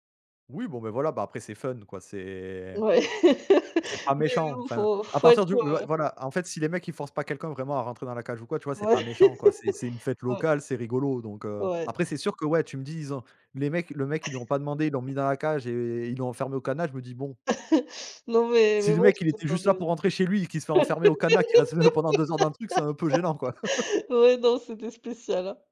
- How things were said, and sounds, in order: laugh; laugh; laugh; laugh; unintelligible speech; laugh; laugh
- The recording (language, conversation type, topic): French, unstructured, Comment les fêtes locales rapprochent-elles les habitants ?